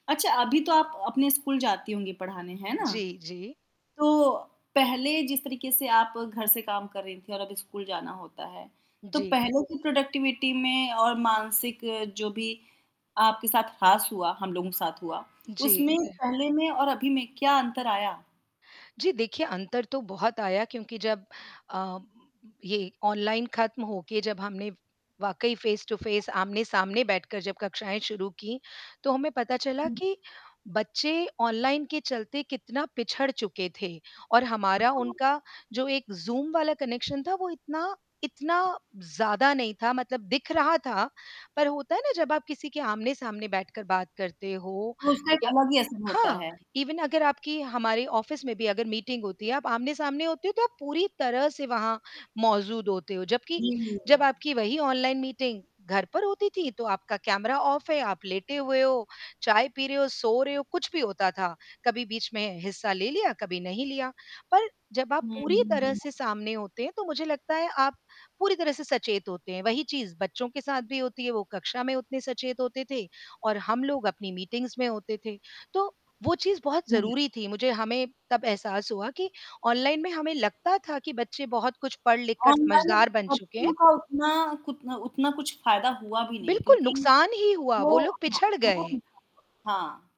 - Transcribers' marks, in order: static; distorted speech; in English: "प्रोडक्टिविटी"; horn; other noise; in English: "फ़ेस टू फ़ेस"; in English: "कनेक्शन"; unintelligible speech; in English: "इवन"; in English: "ऑफ़िस"; in English: "ऑफ"; in English: "मीटिंग्स"; unintelligible speech
- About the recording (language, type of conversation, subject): Hindi, podcast, घर से काम करने का आपका व्यक्तिगत अनुभव कैसा रहा है?